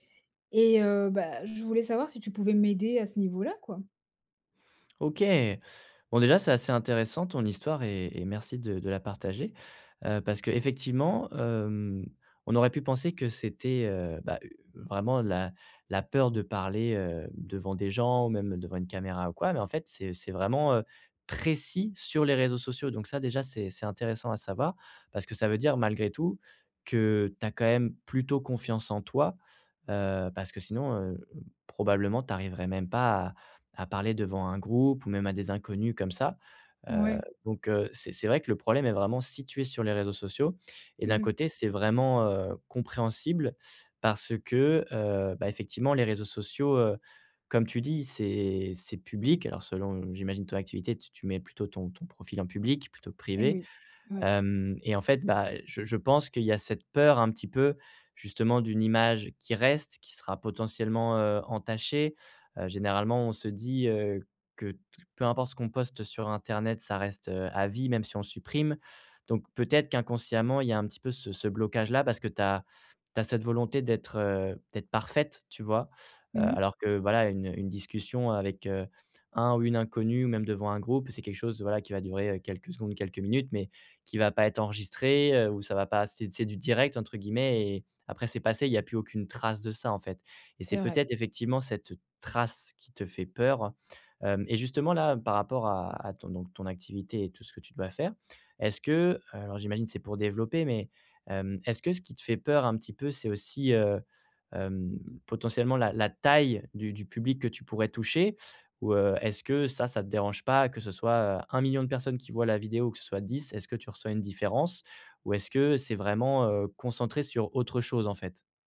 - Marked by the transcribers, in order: stressed: "précis"; stressed: "parfaite"; stressed: "trace"; stressed: "taille"
- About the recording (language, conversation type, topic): French, advice, Comment gagner confiance en soi lorsque je dois prendre la parole devant un groupe ?